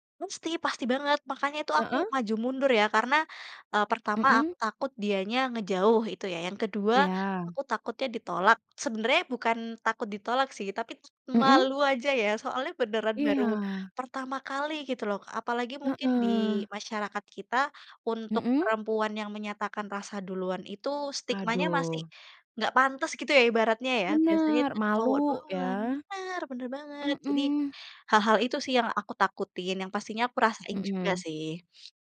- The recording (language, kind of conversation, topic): Indonesian, unstructured, Pernahkah kamu melakukan sesuatu yang nekat demi cinta?
- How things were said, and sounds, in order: "tapi" said as "tapit"